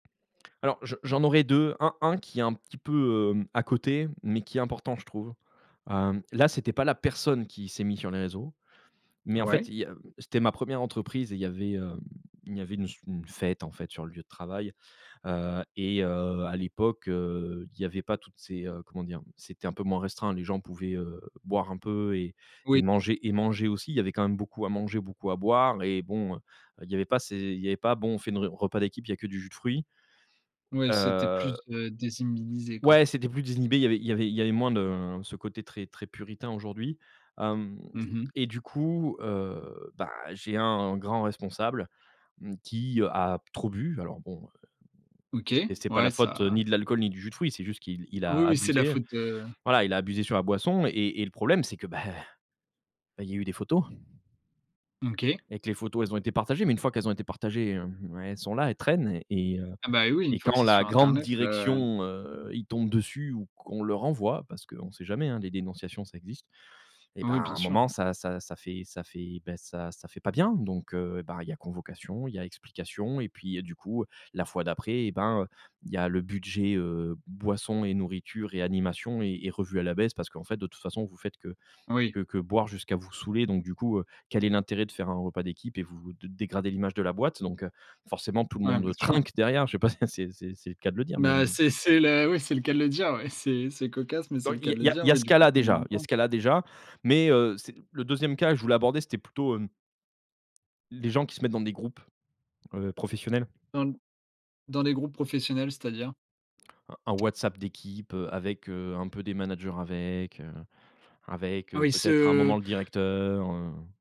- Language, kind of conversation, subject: French, podcast, Comment garder une image professionnelle tout en restant soi-même en ligne ?
- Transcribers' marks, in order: stressed: "personne"; "désinhibé" said as "désiminisé"; drawn out: "heu"; laughing while speaking: "bah"; chuckle; unintelligible speech; tapping